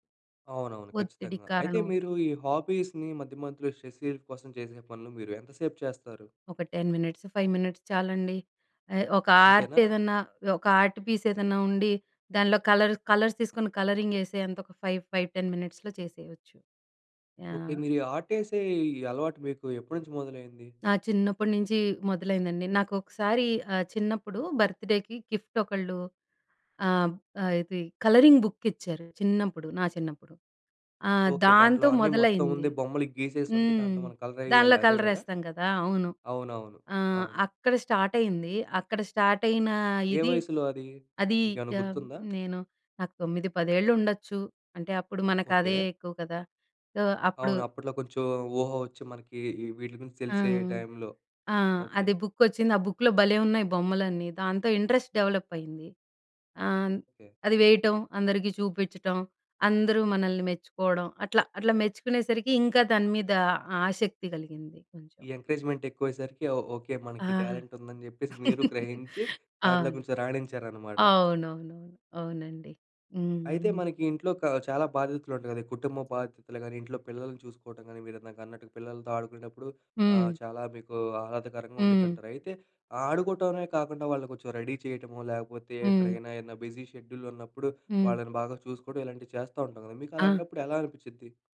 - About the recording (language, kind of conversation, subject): Telugu, podcast, బిజీ షెడ్యూల్లో హాబీకి సమయం ఎలా కేటాయించుకోవాలి?
- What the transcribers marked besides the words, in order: in English: "స్ట్రెస్ రిలీఫ్"; in English: "టెన్"; in English: "ఫైవ్ మినిట్స్"; in English: "ఆర్ట్"; in English: "ఆర్ట్ పీస్"; in English: "కలర్స్"; in English: "ఫైవ్ ఫైవ్ టెన్ మినిట్స్‌లో"; in English: "ఆర్ట్"; in English: "బర్త్‌డేకి"; in English: "కలరింగ్"; in English: "సొ"; in English: "బుక్‌లో"; in English: "ఇంట్రెస్ట్ డెవలప్"; in English: "ఎంకరేజ్మెంట్"; giggle; in English: "రెడీ"; in English: "బిజీ షెడ్యూల్"